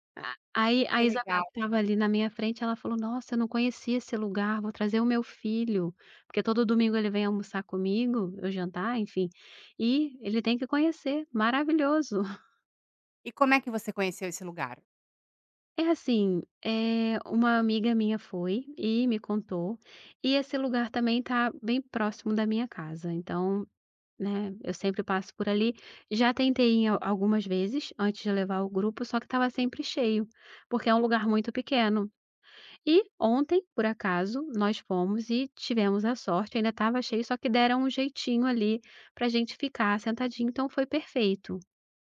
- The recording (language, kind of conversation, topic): Portuguese, podcast, Como a comida influencia a sensação de pertencimento?
- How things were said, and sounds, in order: chuckle; tapping; other background noise